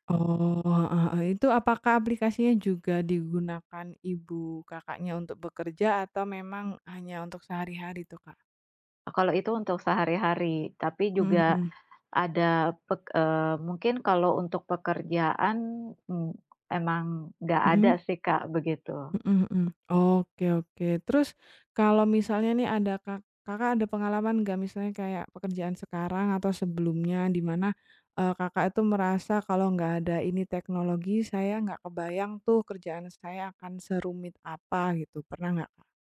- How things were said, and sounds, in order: tapping; other background noise
- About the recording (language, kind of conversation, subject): Indonesian, unstructured, Bagaimana teknologi mengubah cara kita bekerja setiap hari?